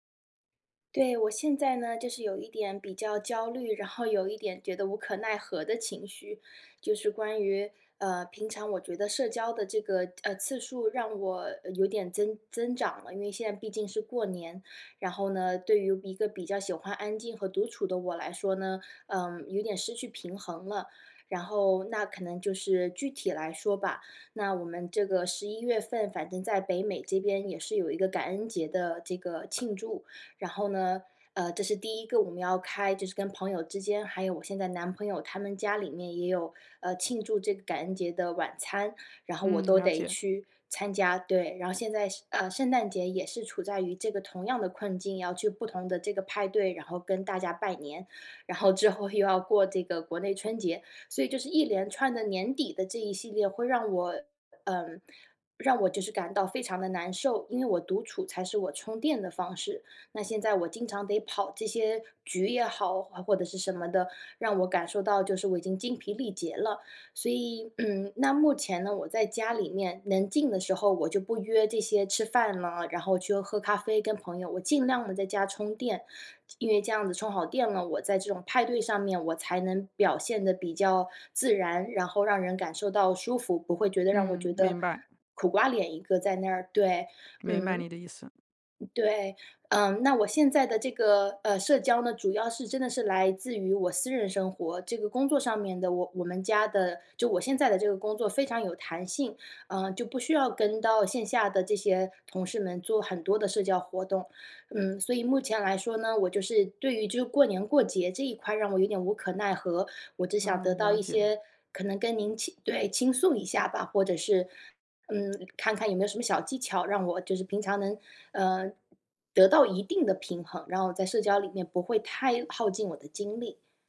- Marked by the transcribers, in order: other background noise; tapping
- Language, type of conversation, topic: Chinese, advice, 我該如何在社交和獨處之間找到平衡？
- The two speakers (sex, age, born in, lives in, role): female, 30-34, China, United States, user; female, 40-44, China, United States, advisor